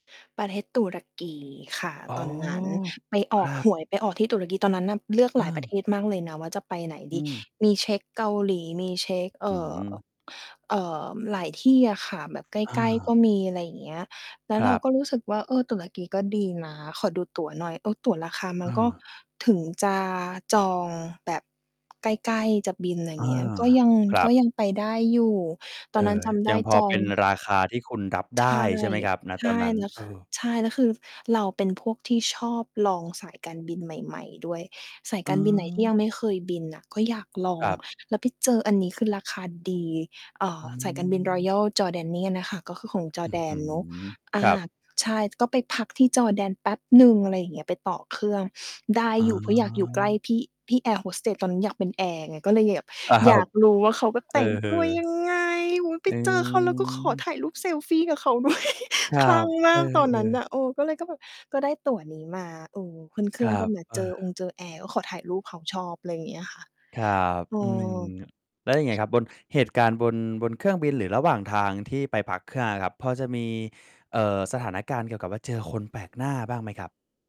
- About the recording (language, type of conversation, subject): Thai, podcast, คุณเคยเจอคนที่พาคุณไปยังมุมลับที่นักท่องเที่ยวทั่วไปไม่รู้จักไหม?
- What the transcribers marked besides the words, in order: tapping; laughing while speaking: "ครับ"; drawn out: "อืม"; laughing while speaking: "ด้วย"; other background noise; mechanical hum